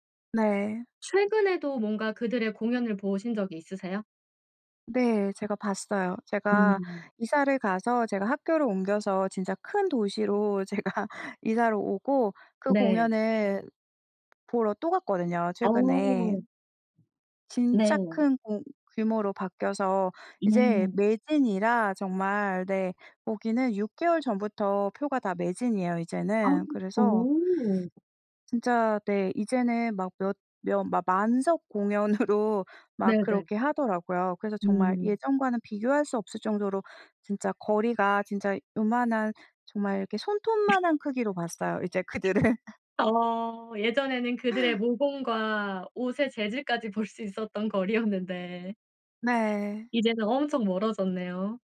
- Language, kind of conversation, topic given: Korean, podcast, 요즘 가장 좋아하는 가수나 밴드는 누구이고, 어떤 점이 좋아요?
- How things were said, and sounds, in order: other background noise; laughing while speaking: "제가"; tapping; laughing while speaking: "공연으로"; laughing while speaking: "그들을"; laughing while speaking: "볼 수"